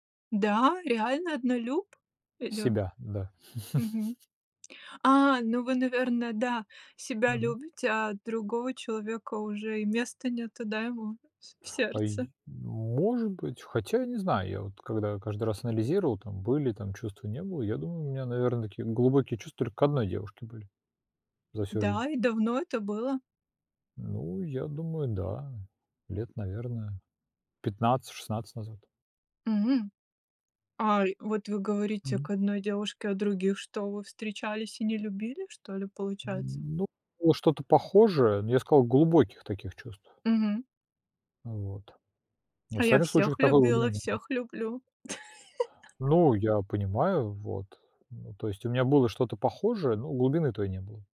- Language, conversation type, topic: Russian, unstructured, Как понять, что ты влюблён?
- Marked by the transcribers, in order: chuckle; other background noise; laugh